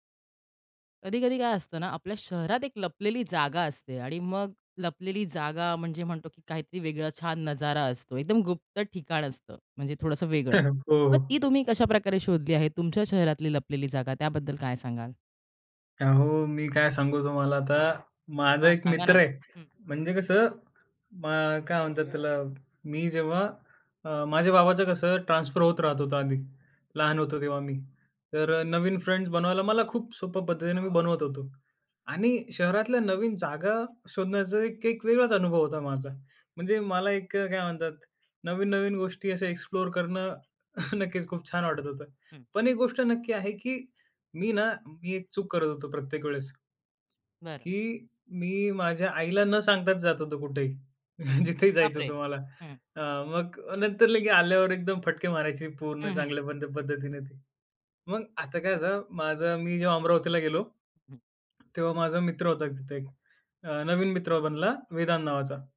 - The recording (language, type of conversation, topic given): Marathi, podcast, शहरातील लपलेली ठिकाणे तुम्ही कशी शोधता?
- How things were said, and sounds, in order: chuckle; other background noise; tapping; background speech; in English: "फ्रेंड्स"; chuckle; chuckle